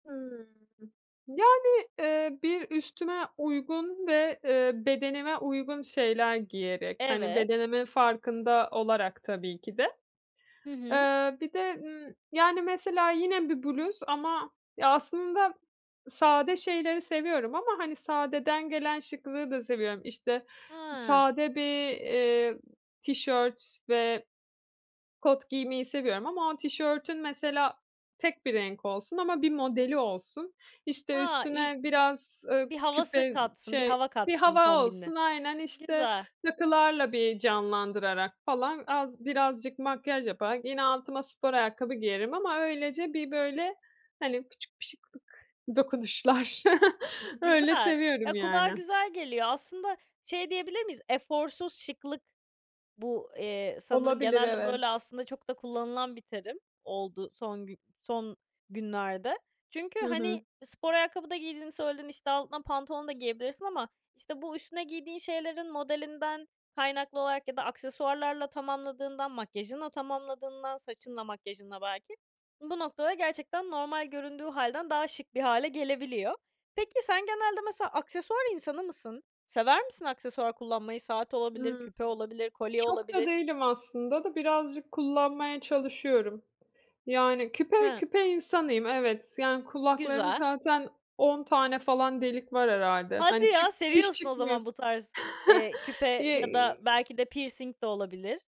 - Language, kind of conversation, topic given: Turkish, podcast, Ruh halini kıyafetlerinle nasıl yansıtırsın?
- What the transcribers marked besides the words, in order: other noise; other background noise; chuckle; chuckle